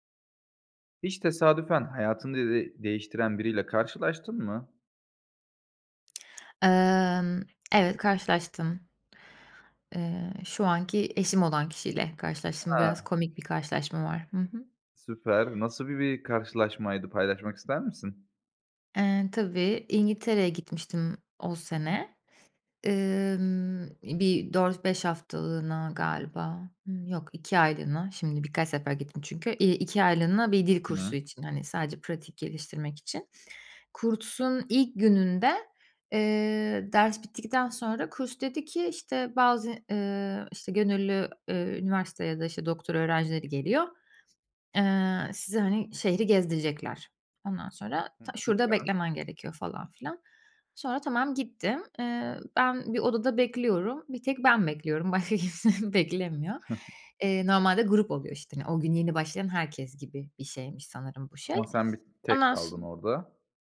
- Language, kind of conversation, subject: Turkish, podcast, Hayatınızı tesadüfen değiştiren biriyle hiç karşılaştınız mı?
- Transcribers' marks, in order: tapping; other background noise; laughing while speaking: "kimse beklemiyor"; chuckle